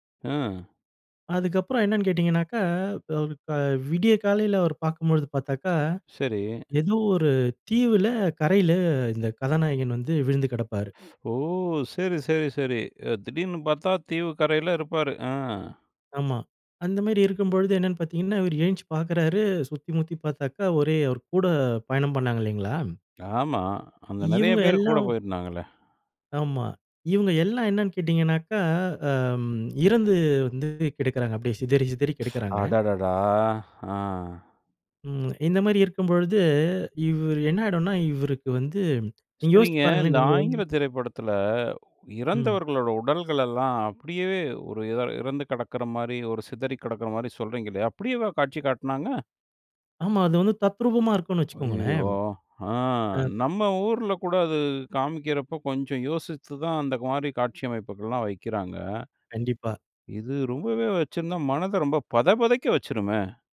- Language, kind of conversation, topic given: Tamil, podcast, ஒரு திரைப்படம் உங்களின் கவனத்தை ஈர்த்ததற்கு காரணம் என்ன?
- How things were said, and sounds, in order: surprised: "ஸ் ஓ!"; other background noise; lip smack; surprised: "ஸ் அடடடா!"; lip smack; drawn out: "இருக்கும்பொழுது"; other noise; lip smack; anticipating: "அப்படியேவா காட்சி காட்டுனாங்க?"; lip smack; sad: "ஐயயோ!"